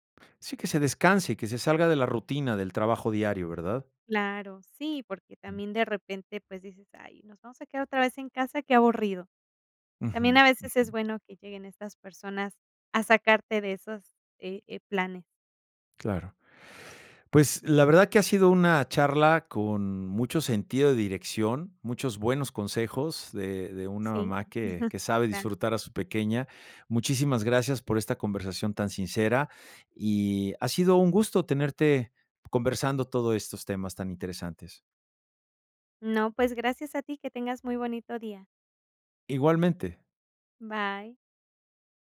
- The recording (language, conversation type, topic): Spanish, podcast, ¿Cómo sería tu día perfecto en casa durante un fin de semana?
- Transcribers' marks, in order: chuckle